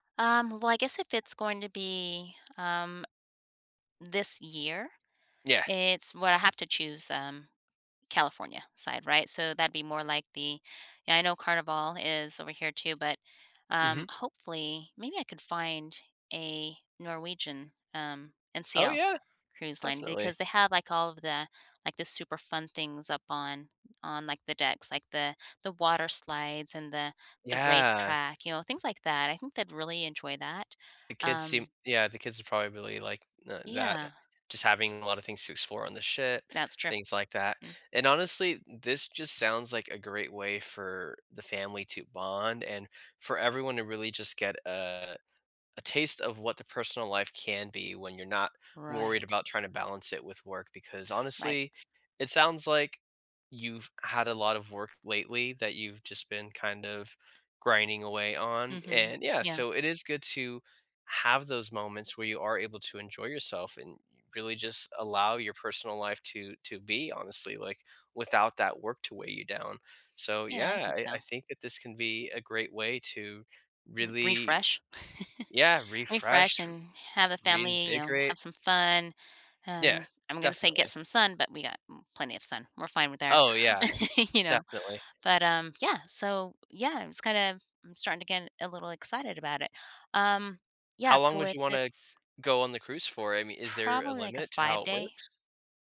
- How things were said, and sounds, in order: tapping; other background noise; chuckle; laugh
- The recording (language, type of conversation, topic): English, advice, How can I balance work and personal life?